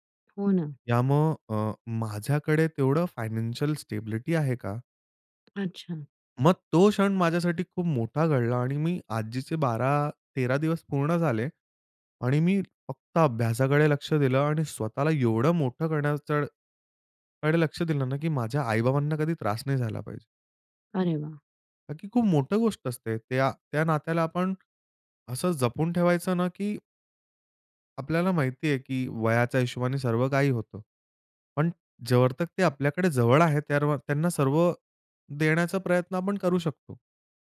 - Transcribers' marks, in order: other background noise
- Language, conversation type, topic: Marathi, podcast, स्वतःला ओळखण्याचा प्रवास कसा होता?